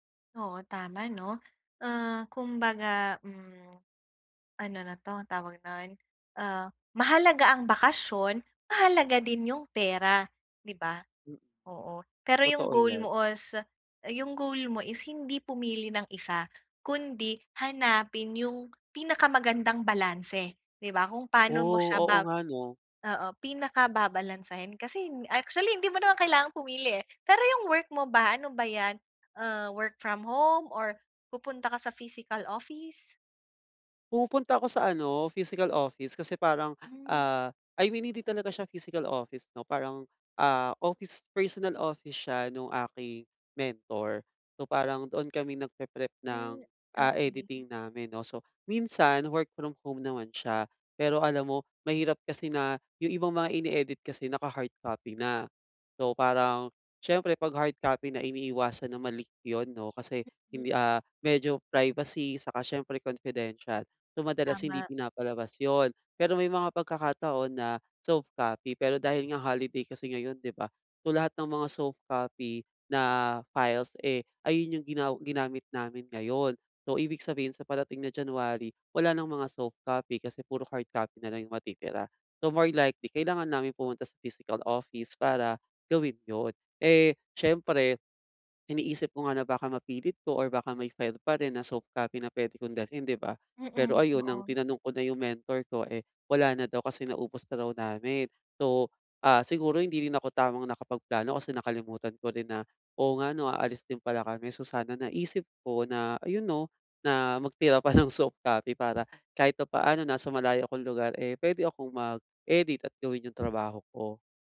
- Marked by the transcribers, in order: "babalansehin" said as "babalansahin"; in English: "physical office?"; in English: "physical office"; in English: "physical office"; in English: "office personal office"; in English: "work from home"; in English: "So, more likely"; in English: "physical office"; laughing while speaking: "magtira"; tapping
- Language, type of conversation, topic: Filipino, advice, Paano ko dapat timbangin ang oras kumpara sa pera?